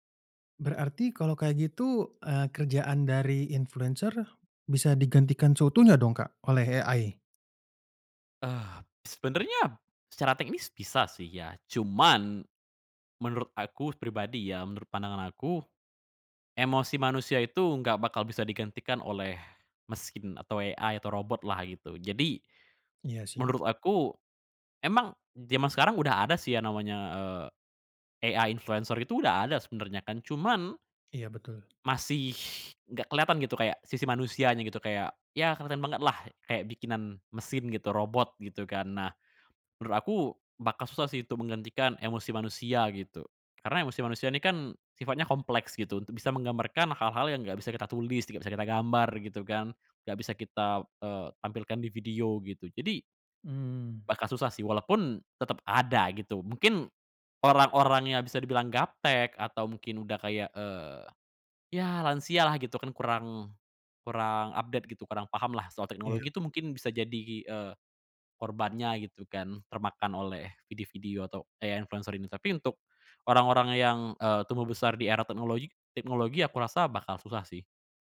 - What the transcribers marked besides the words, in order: in English: "AI?"; in English: "AI"; in English: "AI influencer"; in English: "video"; in English: "update"; in English: "AI influencer"
- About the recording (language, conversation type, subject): Indonesian, podcast, Apa yang membuat konten influencer terasa asli atau palsu?